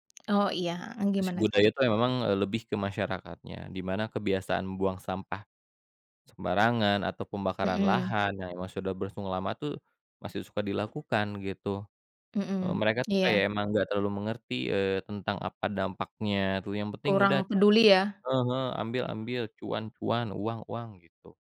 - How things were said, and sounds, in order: tapping
- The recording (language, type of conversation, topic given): Indonesian, unstructured, Bagaimana ilmu pengetahuan dapat membantu mengatasi masalah lingkungan?